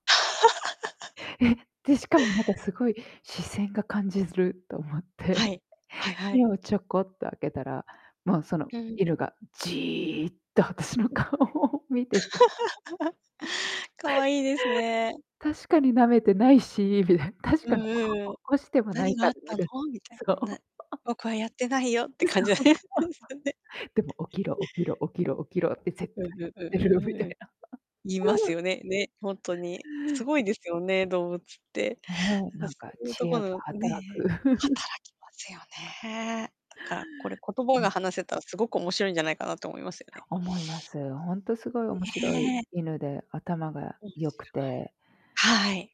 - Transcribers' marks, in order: laugh; laughing while speaking: "私の顔を見てて"; laugh; laughing while speaking: "確かな おこしてもないからねる そう"; unintelligible speech; laughing while speaking: "う、そう。でも起きろ 起き … てる みたいな"; laughing while speaking: "ですよね"; distorted speech; tapping; laugh; other background noise; giggle
- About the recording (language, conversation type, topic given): Japanese, unstructured, ペットが言葉を話せるとしたら、何を聞きたいですか？